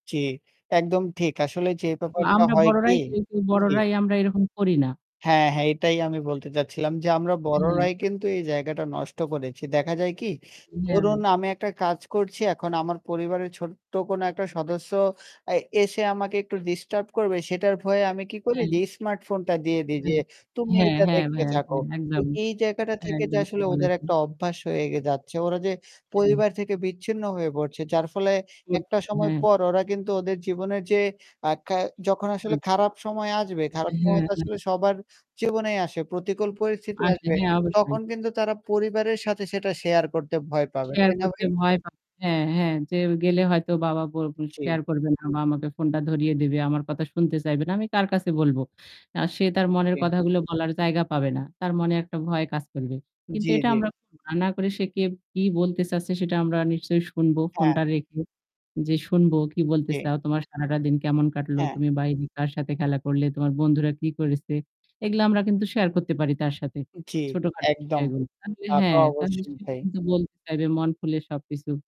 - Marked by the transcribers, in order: static; distorted speech
- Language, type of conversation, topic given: Bengali, unstructured, পরিবারের সঙ্গে সময় কাটালে আপনার মন কীভাবে ভালো থাকে?